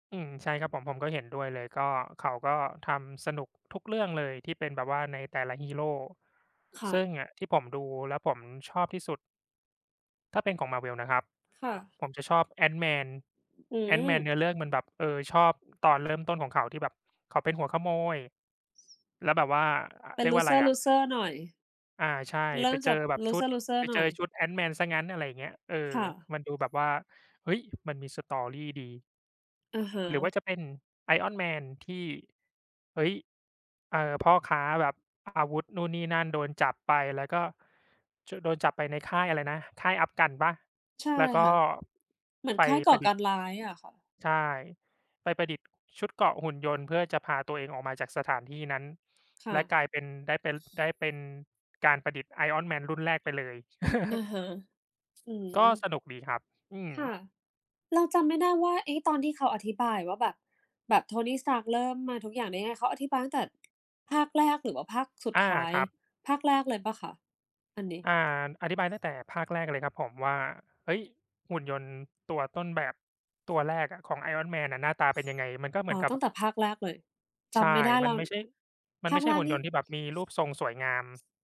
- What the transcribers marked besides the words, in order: tapping; in English: "loser loser"; in English: "loser loser"; in English: "story"; chuckle
- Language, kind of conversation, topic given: Thai, unstructured, คุณคิดว่าทำไมคนถึงชอบดูหนังบ่อยๆ?